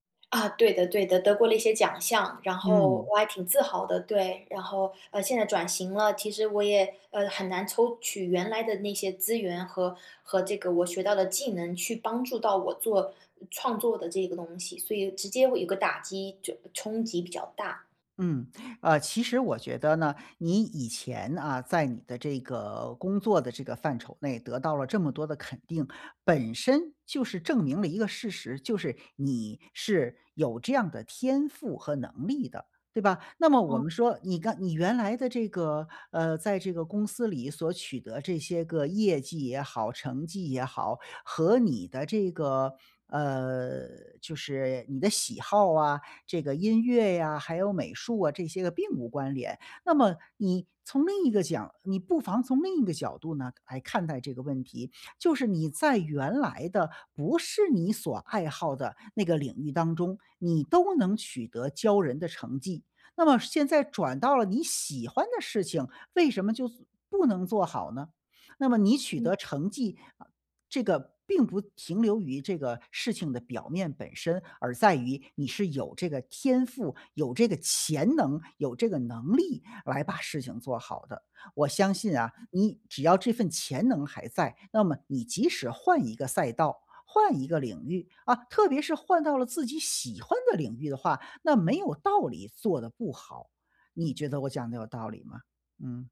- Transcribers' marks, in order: none
- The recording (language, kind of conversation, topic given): Chinese, advice, 我怎样才能重建自信并找到归属感？
- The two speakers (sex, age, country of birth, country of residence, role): female, 30-34, China, United States, user; male, 45-49, China, United States, advisor